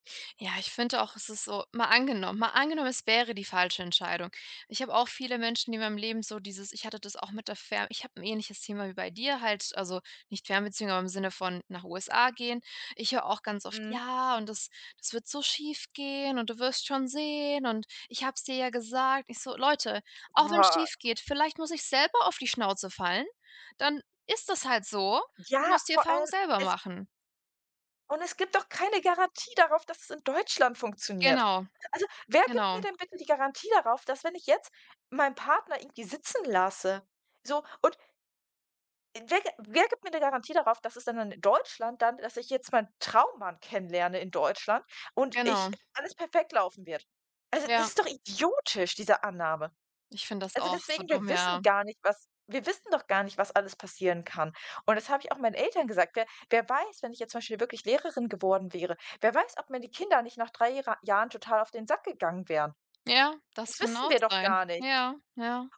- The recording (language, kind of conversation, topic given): German, unstructured, Fühlst du dich manchmal von deiner Familie missverstanden?
- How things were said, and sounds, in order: stressed: "idiotisch"